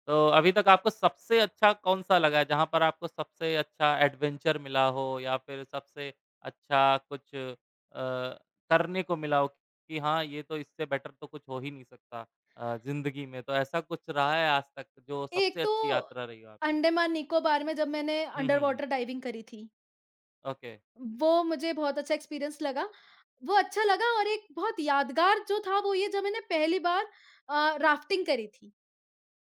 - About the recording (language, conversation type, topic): Hindi, unstructured, क्या यात्रा आपके लिए आराम का जरिया है या रोमांच का?
- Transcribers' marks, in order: in English: "एडवेंचर"; in English: "बेटर"; in English: "अंडरवॉटर डाइविंग"; in English: "ओके"; in English: "एक्सपीरियंस"